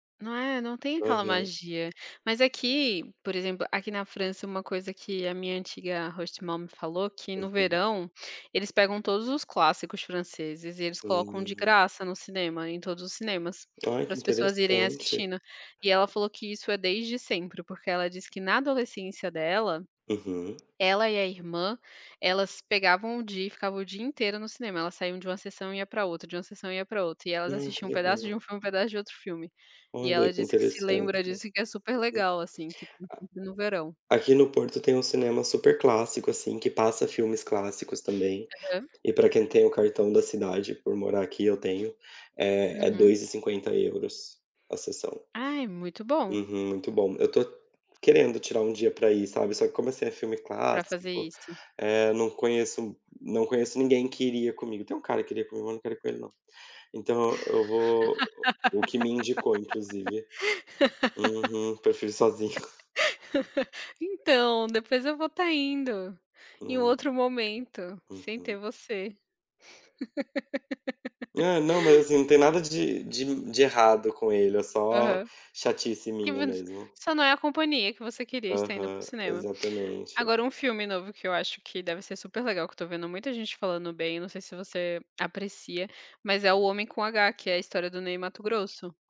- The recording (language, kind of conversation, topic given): Portuguese, unstructured, Qual foi o último filme que fez você refletir?
- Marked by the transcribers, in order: in English: "hostmom"; unintelligible speech; unintelligible speech; laugh; chuckle; laugh; unintelligible speech